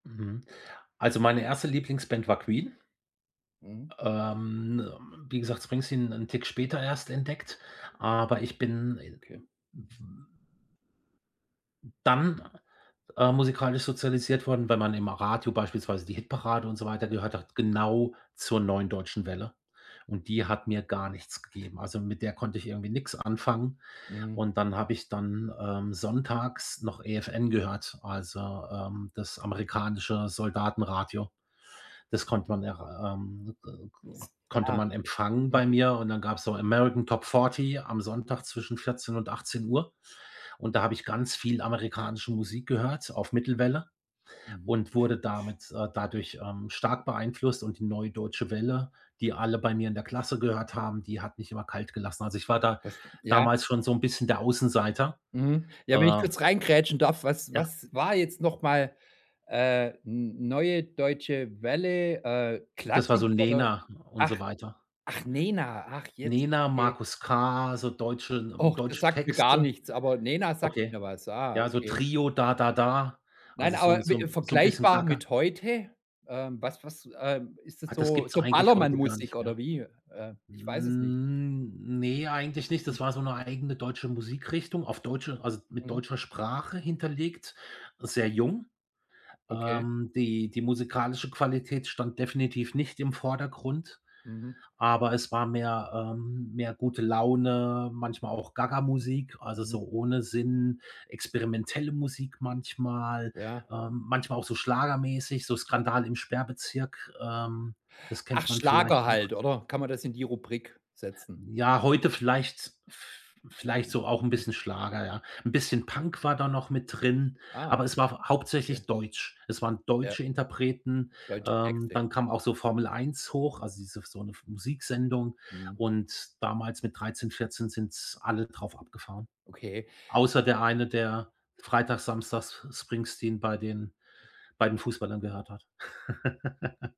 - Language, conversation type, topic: German, podcast, Welchen Song würdest du als Soundtrack deines Lebens wählen?
- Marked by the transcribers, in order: other noise; tapping; other background noise; drawn out: "Hm"; unintelligible speech; laugh